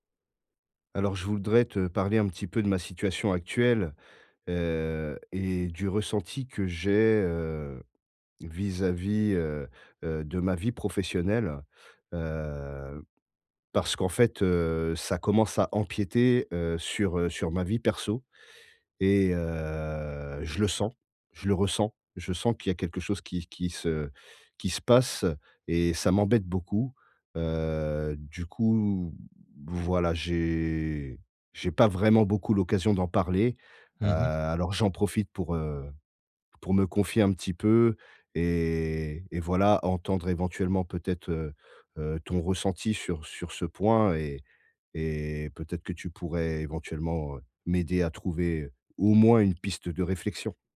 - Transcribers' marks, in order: drawn out: "heu"; drawn out: "j'ai"
- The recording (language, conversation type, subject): French, advice, Comment gérer la culpabilité liée au déséquilibre entre vie professionnelle et vie personnelle ?
- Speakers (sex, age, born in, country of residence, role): male, 35-39, France, France, advisor; male, 40-44, France, France, user